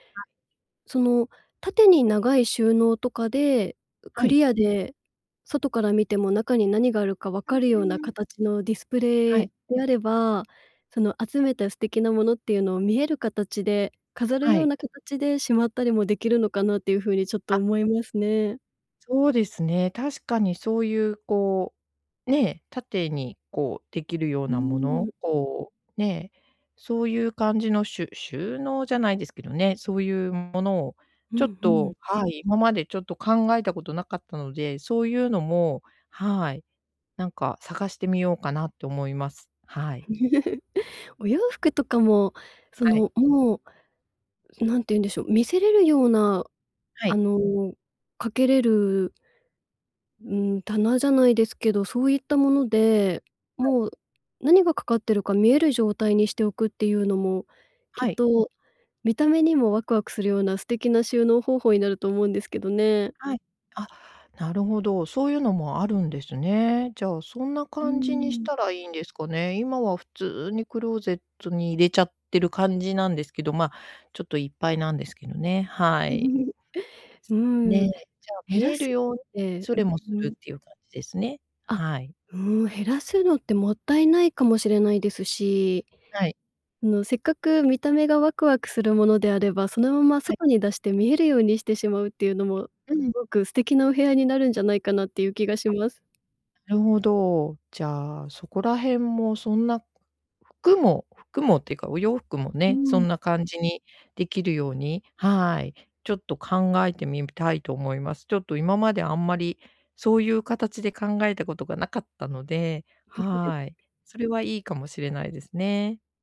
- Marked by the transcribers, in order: laugh; other noise; laugh; laugh
- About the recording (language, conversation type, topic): Japanese, advice, 家事や整理整頓を習慣にできない